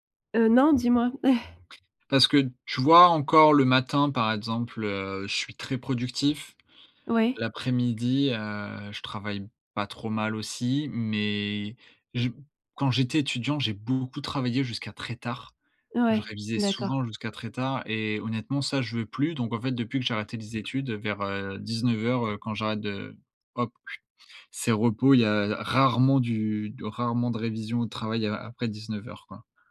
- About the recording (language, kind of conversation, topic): French, advice, Comment faire pour gérer trop de tâches et pas assez d’heures dans la journée ?
- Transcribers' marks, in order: tapping; chuckle